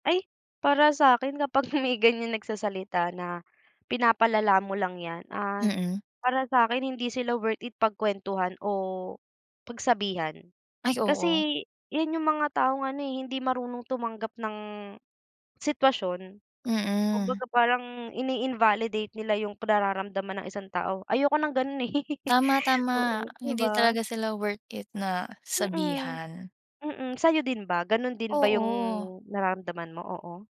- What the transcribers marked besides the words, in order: laugh
- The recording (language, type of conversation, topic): Filipino, unstructured, Ano ang sinasabi mo sa mga taong nagsasabing “pinapalala mo lang iyan”?